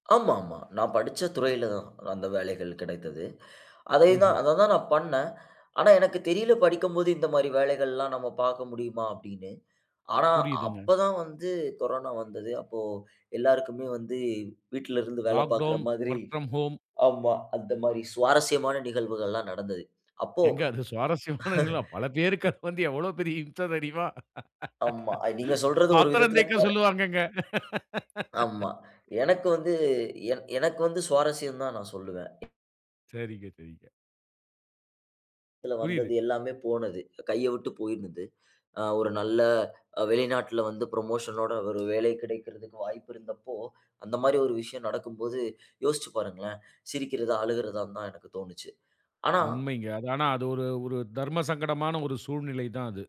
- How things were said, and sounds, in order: breath; in English: "லாக்டவுன், ஒர்க் ஃப்ரம் ஹோம்"; laughing while speaking: "ஏங்க அது சுவாரஸ்யமானதுங்களா? பல பேருக்கு … பாத்திரம் தேய்க்க சொல்லுவாங்கங்க"; laugh; other background noise; tapping; inhale; "வெளிநாட்டில" said as "வெளிநாட்ல"; in English: "புரமோஷன்"; sad: "அந்த மாரி ஒரு விஷயம் நடக்கும்போது யோசிச்சு பாருங்களேன். சிரிக்கிறதா, அழுகறதான்னு தான், எனக்கு தோணிச்சு"; breath
- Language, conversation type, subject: Tamil, podcast, தன்னம்பிக்கை குறையும்போது நீங்கள் என்ன செய்கிறீர்கள்?